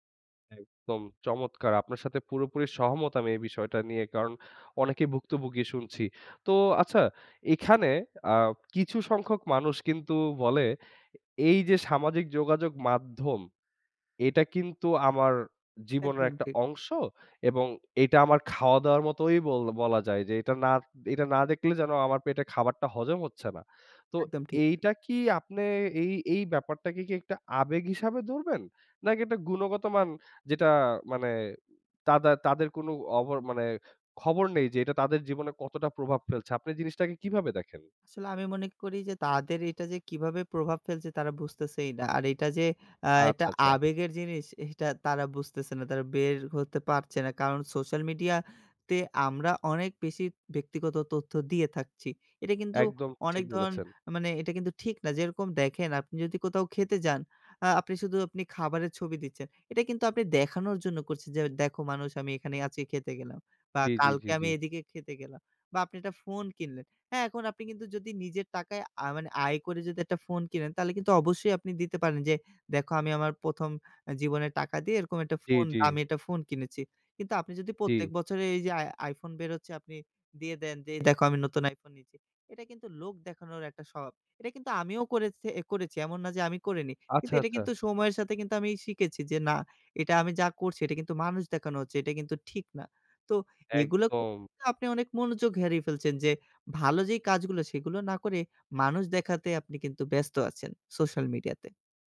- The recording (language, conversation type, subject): Bengali, podcast, সোশ্যাল মিডিয়া আপনার মনোযোগ কীভাবে কেড়ে নিচ্ছে?
- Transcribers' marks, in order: "ভুক্তভোগী" said as "ভুক্তভুগি"; tapping; scoff